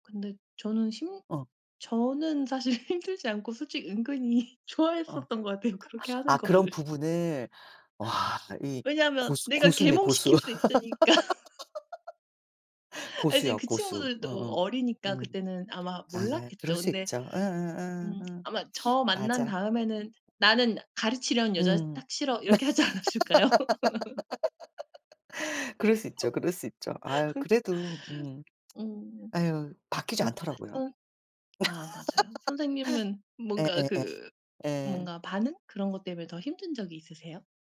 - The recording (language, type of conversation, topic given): Korean, unstructured, 자신의 가치관을 지키는 것이 어려웠던 적이 있나요?
- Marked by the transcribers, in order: laughing while speaking: "사실 힘들지 않고 솔직히 은근히 좋아했었던 것 같아요, 그렇게 하는 거를"; tapping; laughing while speaking: "있으니까"; laugh; other background noise; laugh; laughing while speaking: "이렇게 하지 않았을까요?"; laugh; unintelligible speech; laugh